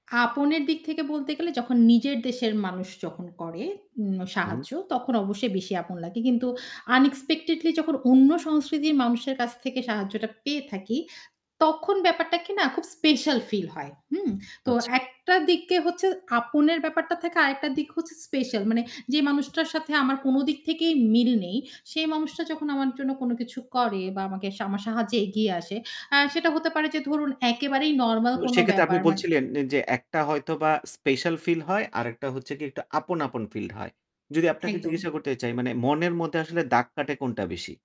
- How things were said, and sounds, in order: static; in English: "আনএক্সপেক্টেডলি"; tapping
- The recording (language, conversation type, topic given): Bengali, podcast, নতুন দেশে আপনার কাছে ‘বাড়ি’ বলতে ঠিক কী বোঝায়?